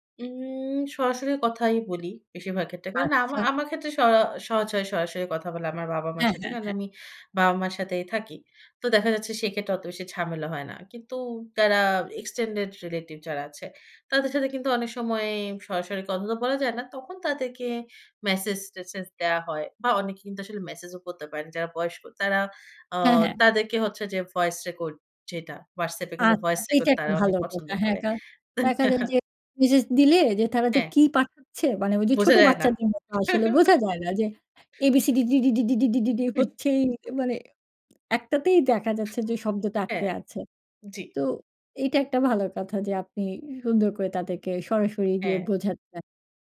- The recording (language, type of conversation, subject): Bengali, podcast, ফেক নিউজ চিনতে তুমি কী কৌশল ব্যবহার করো?
- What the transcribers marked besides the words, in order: in English: "extended relative"; chuckle; tapping